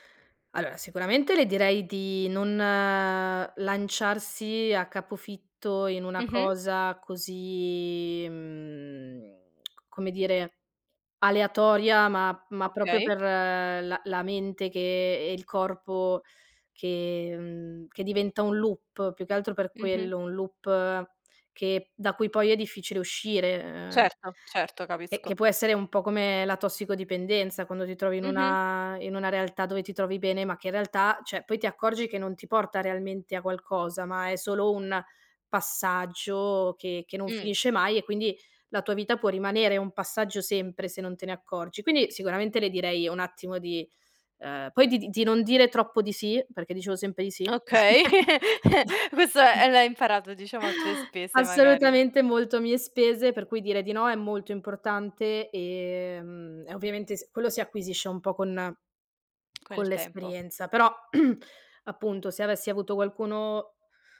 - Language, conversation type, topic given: Italian, podcast, Come scegli tra una passione e un lavoro stabile?
- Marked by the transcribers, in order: other background noise; drawn out: "mhmm"; lip smack; "proprio" said as "propio"; in English: "loop"; in English: "loop"; laugh; laughing while speaking: "questo è"; chuckle; throat clearing